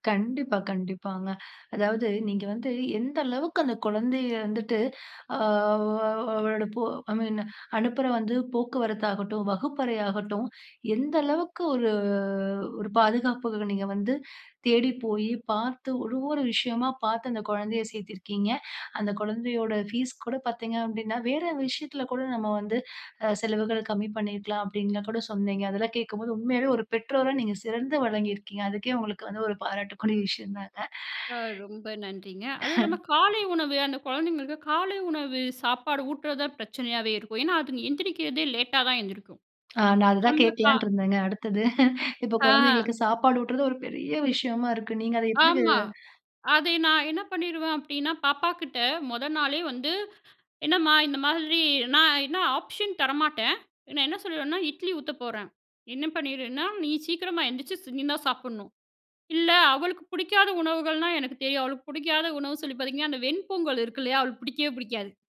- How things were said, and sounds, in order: in English: "ஐ மீன்"; in English: "ஃபீஸ்"; sigh; laugh; drawn out: "ஆ"; inhale; "முதல்" said as "மொத"; in English: "ஆப்ஷன்"
- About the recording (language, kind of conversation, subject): Tamil, podcast, குழந்தைகளை பள்ளிக்குச் செல்ல நீங்கள் எப்படி தயார் செய்கிறீர்கள்?